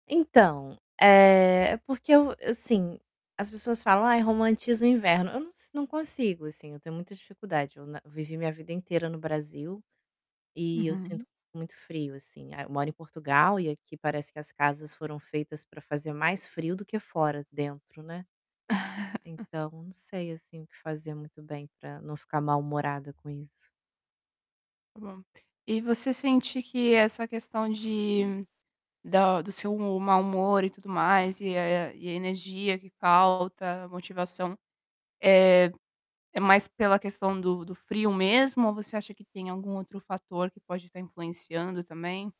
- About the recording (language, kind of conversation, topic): Portuguese, advice, Por que minha energia e meu humor variam tanto ao longo do dia quando estou estressado?
- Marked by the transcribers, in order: tapping; chuckle; other background noise; distorted speech